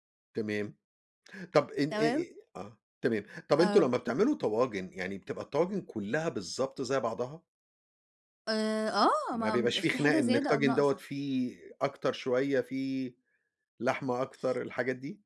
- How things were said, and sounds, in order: tapping
- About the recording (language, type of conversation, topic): Arabic, podcast, إيه الأكلة اللي بتفكّرك بالبيت وبأهلك؟